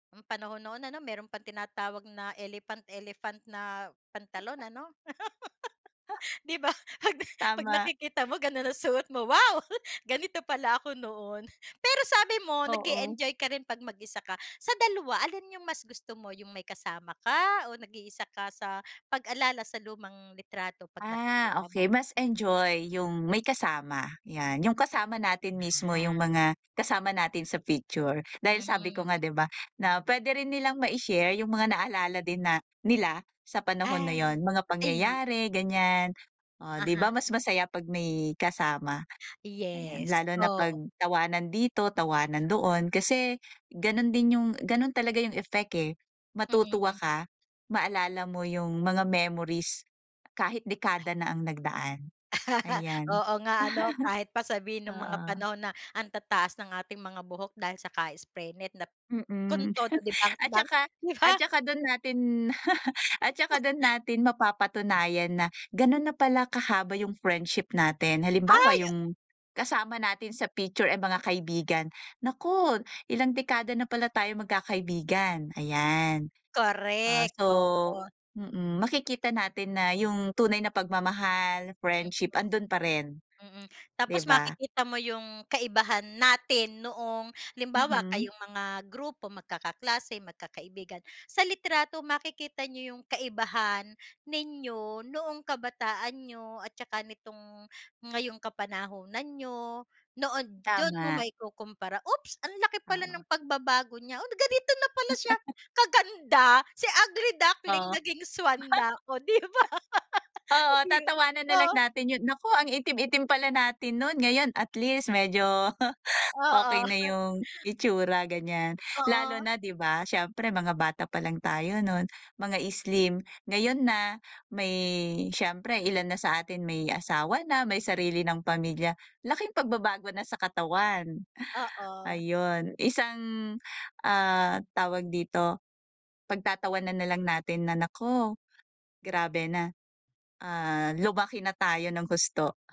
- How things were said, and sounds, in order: other noise; laugh; laughing while speaking: "Di ba, pag"; joyful: "Wow! ganito pala ako noon"; laugh; laugh; chuckle; tapping; chuckle; laughing while speaking: "di ba?"; laugh; unintelligible speech; unintelligible speech; stressed: "natin"; joyful: "Oh, ganito na pala siya kaganda, si ugly duckling naging swan na"; laugh; stressed: "kaganda"; laugh; laughing while speaking: "oh di ba? Oh di yun o"; snort; laugh
- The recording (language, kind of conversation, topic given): Filipino, unstructured, Ano ang pakiramdam mo kapag tinitingnan mo ang mga lumang litrato?